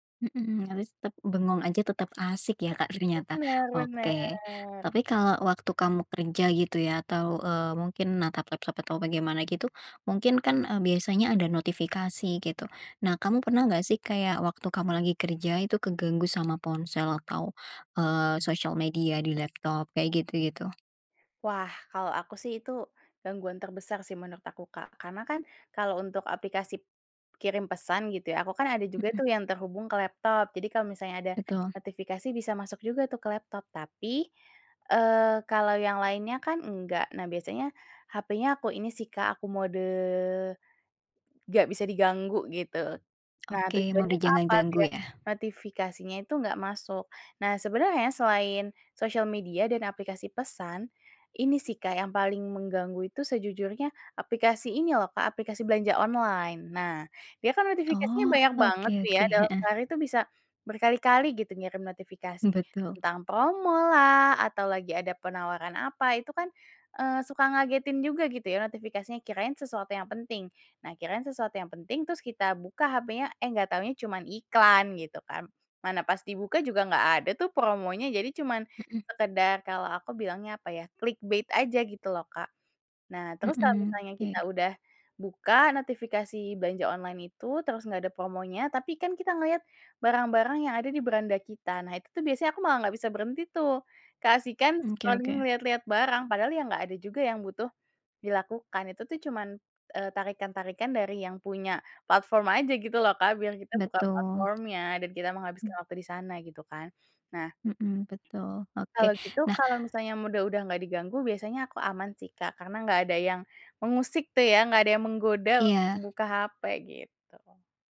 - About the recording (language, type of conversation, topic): Indonesian, podcast, Apa trik sederhana yang kamu pakai agar tetap fokus bekerja tanpa terganggu oleh ponsel?
- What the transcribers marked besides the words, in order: tapping; "aplikasi" said as "aplikasip"; other background noise; in English: "clickbait"; in English: "scrolling"